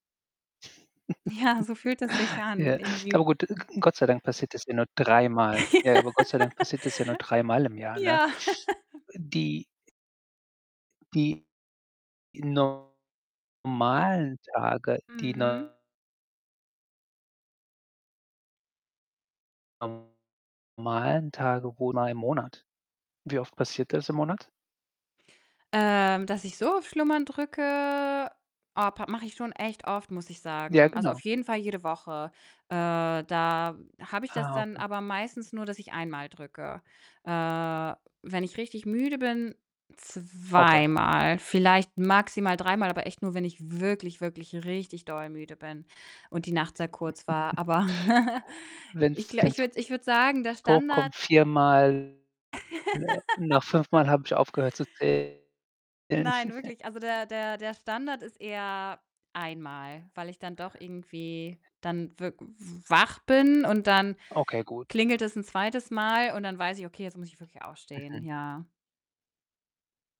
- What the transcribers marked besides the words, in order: snort; distorted speech; laughing while speaking: "Ja"; other noise; stressed: "dreimal"; laugh; chuckle; tapping; drawn out: "drücke"; chuckle; laugh; chuckle; other background noise
- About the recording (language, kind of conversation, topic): German, advice, Wie schaffe ich es, nicht immer wieder die Schlummertaste zu drücken und regelmäßig aufzustehen?